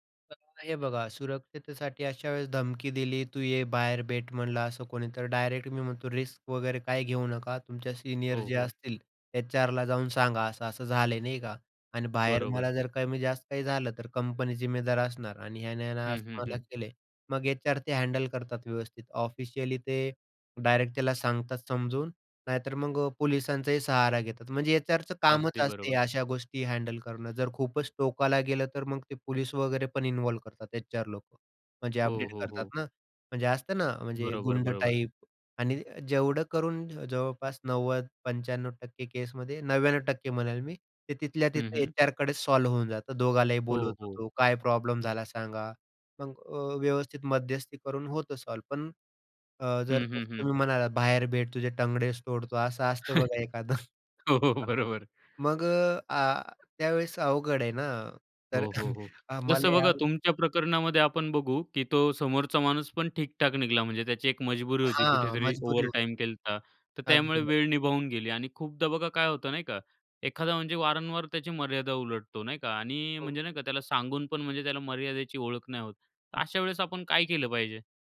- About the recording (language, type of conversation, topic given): Marathi, podcast, एखाद्याने तुमची मर्यादा ओलांडली तर तुम्ही सर्वात आधी काय करता?
- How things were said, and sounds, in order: unintelligible speech; other background noise; in English: "रिस्क"; tapping; in English: "सॉल्व्ह"; in English: "सॉल्व्ह"; chuckle; laughing while speaking: "हो, हो. बरोबर"; chuckle; chuckle; "निघाला" said as "निघला"